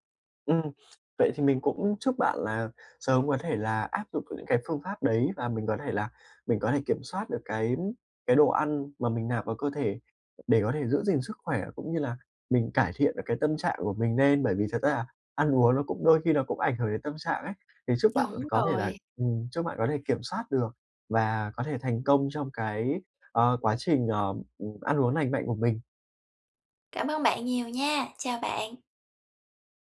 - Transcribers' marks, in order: none
- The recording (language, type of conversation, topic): Vietnamese, advice, Làm sao để ăn lành mạnh khi đi ăn ngoài mà vẫn tận hưởng bữa ăn?